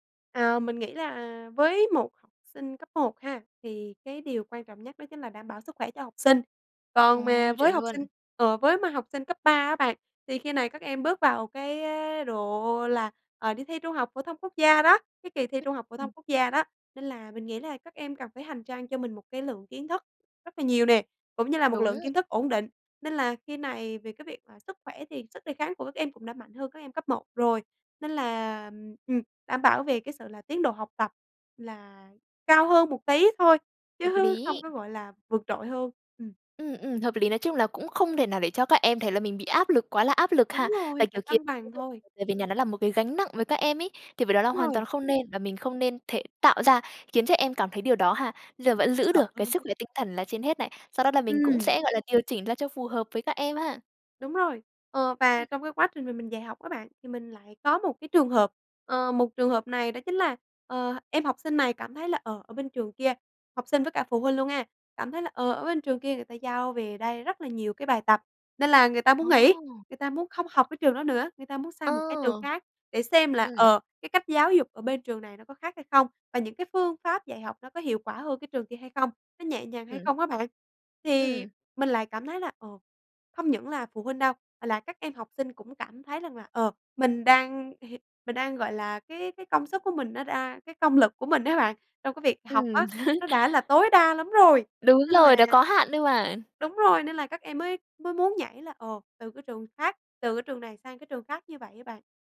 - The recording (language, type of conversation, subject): Vietnamese, podcast, Làm sao giảm bài tập về nhà mà vẫn đảm bảo tiến bộ?
- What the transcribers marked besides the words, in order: laughing while speaking: "chứ"; tapping; unintelligible speech; laughing while speaking: "á"; laugh